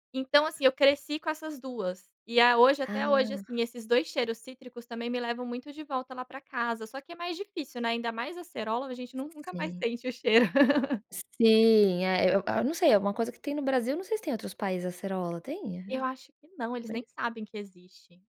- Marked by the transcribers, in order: other noise; laugh
- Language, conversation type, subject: Portuguese, podcast, Que cheiros fazem você se sentir em casa?